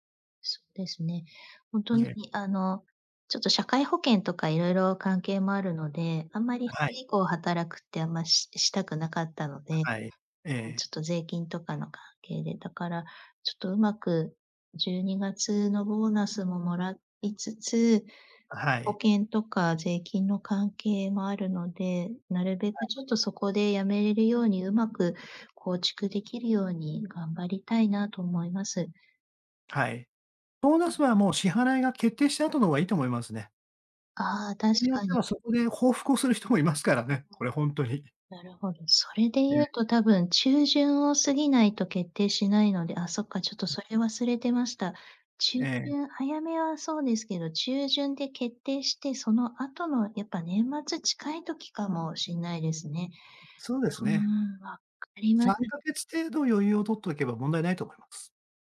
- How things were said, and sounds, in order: other noise
- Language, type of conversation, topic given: Japanese, advice, 現職の会社に転職の意思をどのように伝えるべきですか？